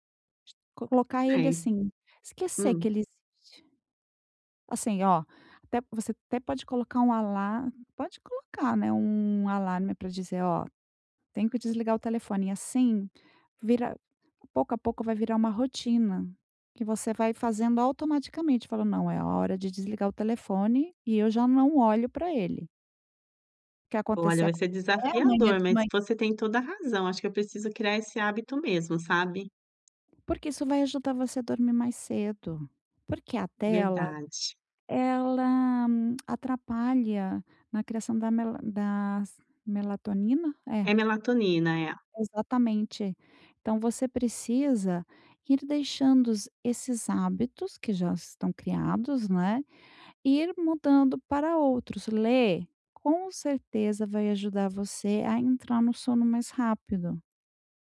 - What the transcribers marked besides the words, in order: none
- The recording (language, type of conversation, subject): Portuguese, advice, Como posso estabelecer hábitos para manter a consistência e ter energia ao longo do dia?
- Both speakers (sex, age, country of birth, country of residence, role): female, 45-49, Brazil, Italy, user; female, 50-54, Brazil, Spain, advisor